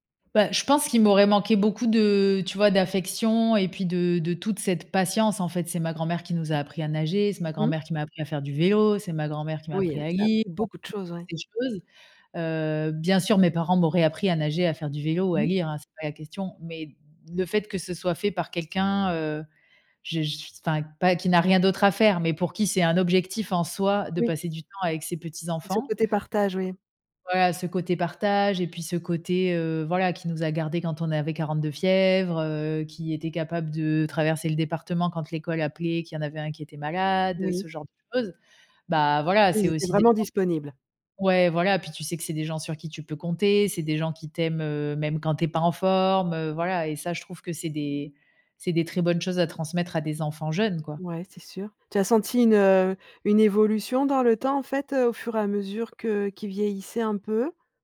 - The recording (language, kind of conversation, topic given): French, podcast, Quelle place tenaient les grands-parents dans ton quotidien ?
- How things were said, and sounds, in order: stressed: "beaucoup"; stressed: "lire"; unintelligible speech; tapping